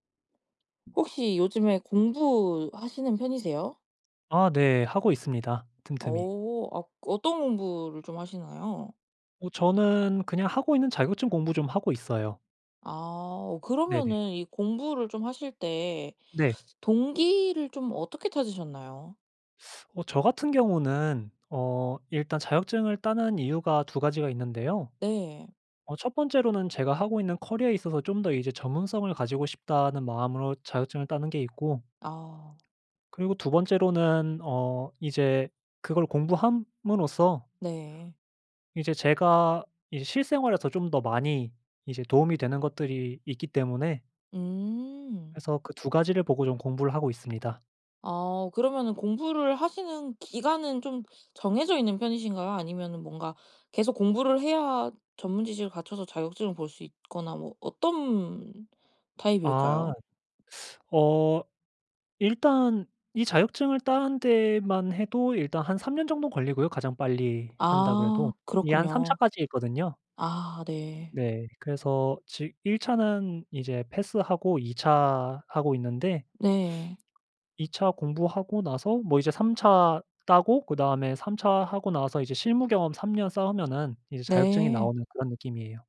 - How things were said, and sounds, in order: tapping; other background noise; teeth sucking; lip smack; teeth sucking; sniff
- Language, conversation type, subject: Korean, podcast, 공부 동기를 어떻게 찾으셨나요?